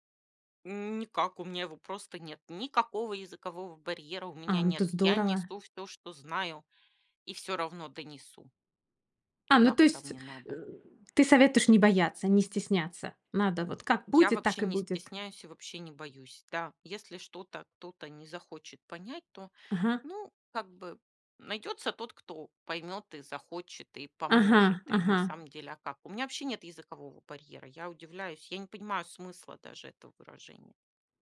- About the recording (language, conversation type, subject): Russian, podcast, Как, по-твоему, эффективнее всего учить язык?
- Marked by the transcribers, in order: none